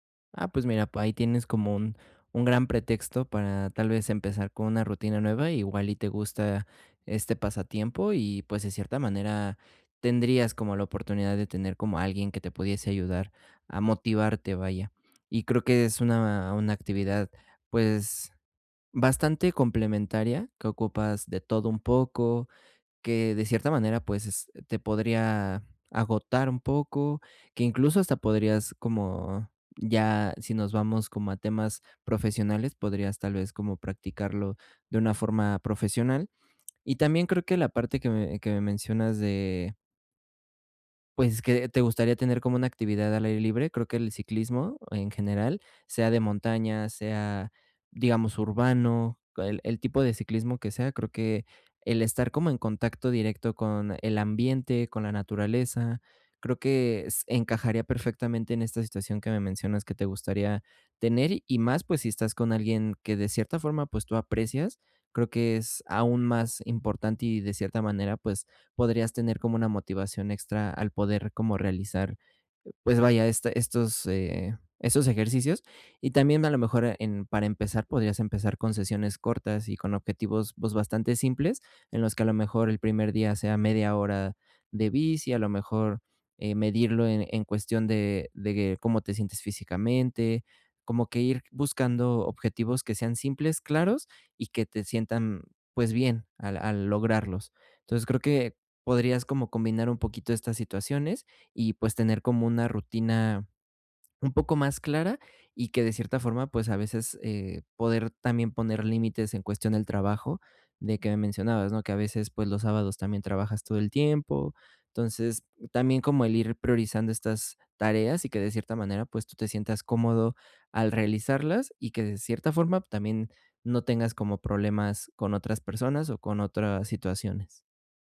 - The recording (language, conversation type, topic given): Spanish, advice, ¿Cómo puedo encontrar tiempo cada semana para mis pasatiempos?
- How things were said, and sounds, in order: other background noise; tapping